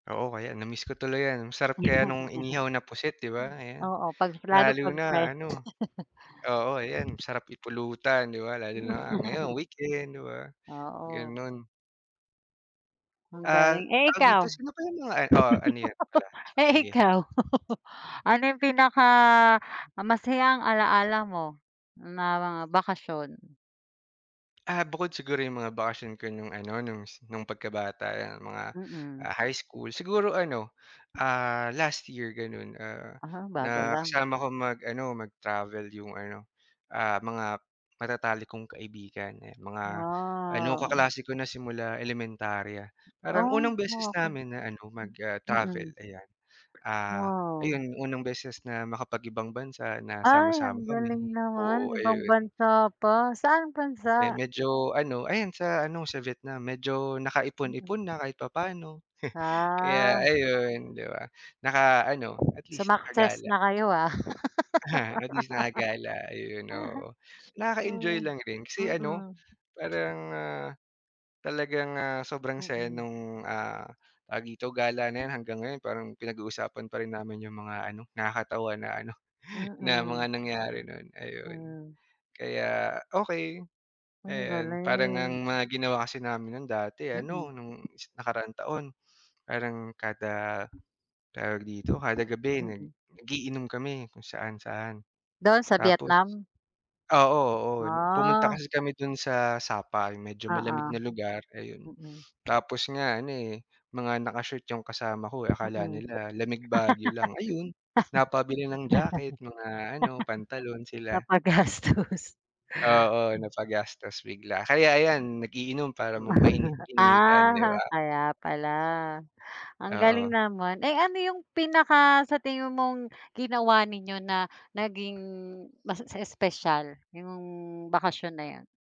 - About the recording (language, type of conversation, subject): Filipino, unstructured, Ano ang pinakamasayang alaala mo noong bakasyon?
- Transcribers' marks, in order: laugh; laugh; laugh; laugh; laughing while speaking: "Eh ikaw"; laugh; chuckle; chuckle; wind; laughing while speaking: "Aha"; laugh; tapping; laugh; laughing while speaking: "Napagastos"; laugh